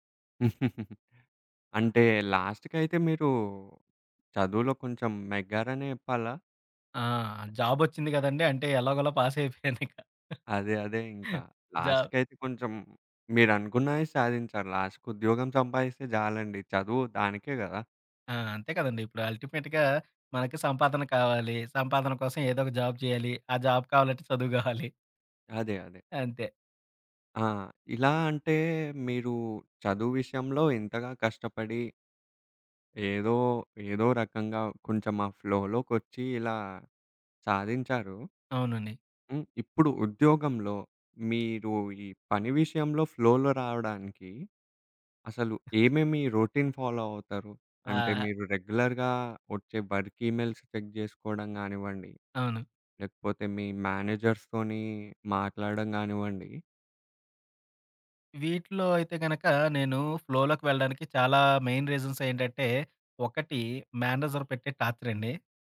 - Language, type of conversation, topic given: Telugu, podcast, ఫ్లోలోకి మీరు సాధారణంగా ఎలా చేరుకుంటారు?
- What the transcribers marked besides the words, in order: giggle; laughing while speaking: "పాసయిపోయాను ఇక"; in English: "లాస్ట్‌కి"; in English: "అల్టిమేట్‌గా"; in English: "జాబ్"; in English: "జాబ్"; chuckle; in English: "ఫ్లోలో"; in English: "ఫ్లోలో"; in English: "రొటీన్ ఫాలో"; other background noise; in English: "రెగ్యులర్‌గా"; in English: "వర్క్ ఈమెయిల్స్ చెక్"; in English: "మేనేజర్స్"; in English: "ఫ్లోలోకి"; in English: "మెయిన్"; in English: "మేనేజర్"